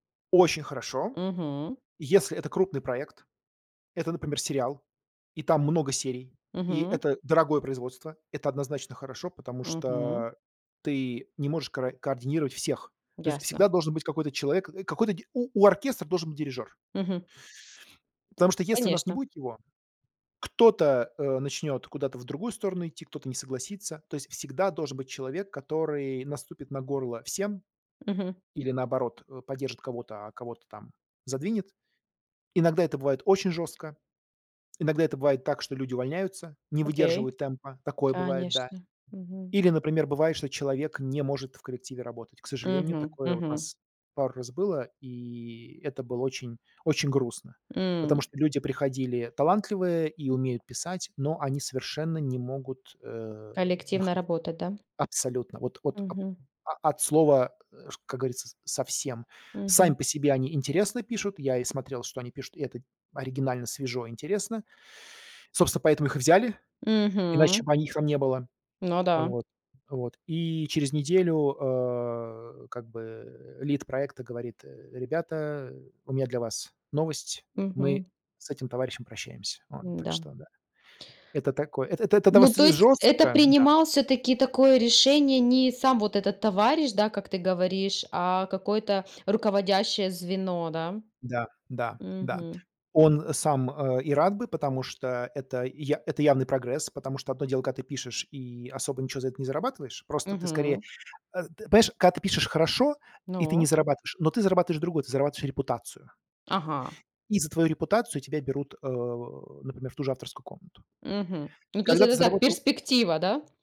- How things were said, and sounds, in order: none
- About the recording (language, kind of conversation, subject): Russian, podcast, Что помогает доводить идеи до конца в проектах?
- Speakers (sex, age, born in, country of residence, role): female, 35-39, Ukraine, Spain, host; male, 45-49, Russia, United States, guest